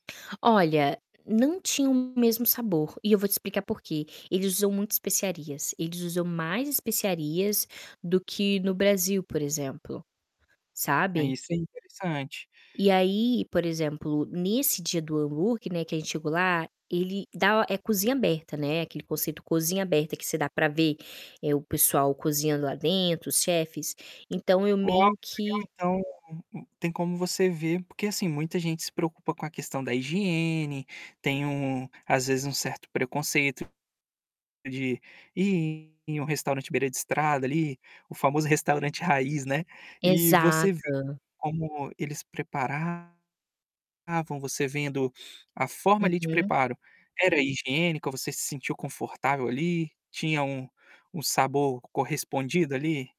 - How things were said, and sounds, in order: distorted speech; tapping
- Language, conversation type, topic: Portuguese, podcast, Como foi a primeira vez que você provou comida de rua?